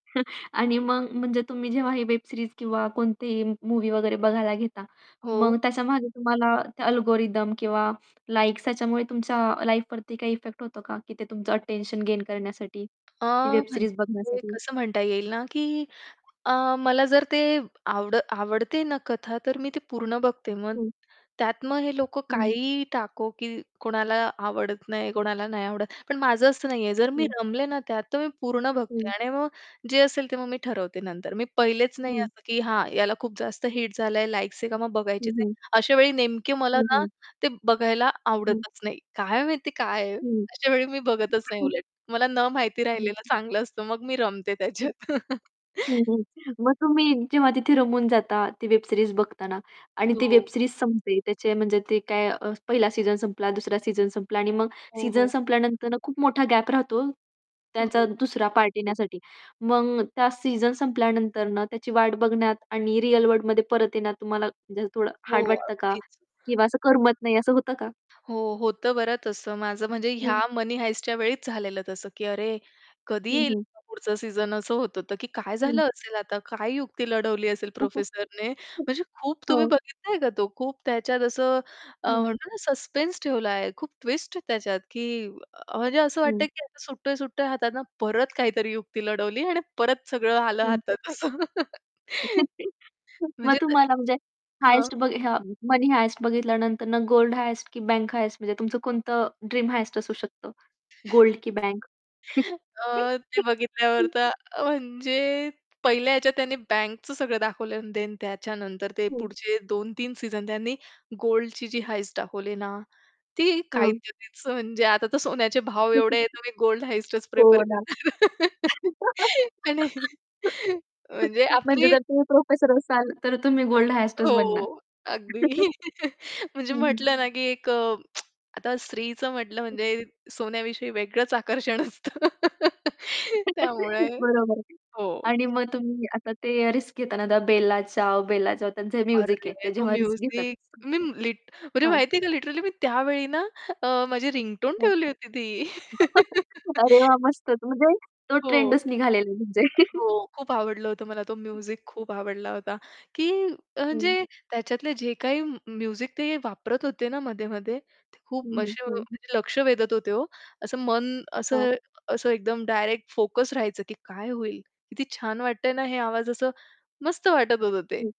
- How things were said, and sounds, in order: static; chuckle; in English: "वेब सीरीज"; in English: "अल्गोरिथम"; in English: "लाईफवरती"; tapping; in English: "वेब सीरीज"; distorted speech; other background noise; unintelligible speech; laughing while speaking: "त्याच्यात"; chuckle; in English: "वेब सीरीज"; in English: "वेब सीरीज"; chuckle; in English: "ट्विस्ट"; chuckle; in English: "हाइस्ट"; in English: "हाइस्ट"; in English: "ड्रीम हाइस्ट"; chuckle; in English: "हाइस्ट"; unintelligible speech; chuckle; laugh; in English: "हाइस्टचं"; chuckle; in English: "हाइस्टच"; chuckle; tsk; chuckle; in English: "रिस्क"; in Italian: "बेला चाओ, बेला चाओ"; in English: "म्युझिक"; in English: "म्युझिक"; in English: "रिस्क"; in English: "लिटरली"; unintelligible speech; chuckle; chuckle; chuckle; in English: "म्युझिक"; in English: "म्युझिक"; unintelligible speech
- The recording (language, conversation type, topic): Marathi, podcast, तुला माध्यमांच्या जगात हरवायला का आवडते?